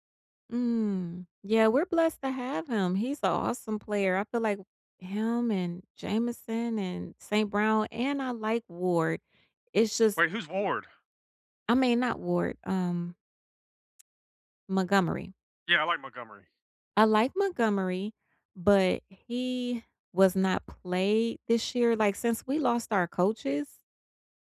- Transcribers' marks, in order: none
- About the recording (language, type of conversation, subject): English, unstructured, How do you balance being a supportive fan and a critical observer when your team is struggling?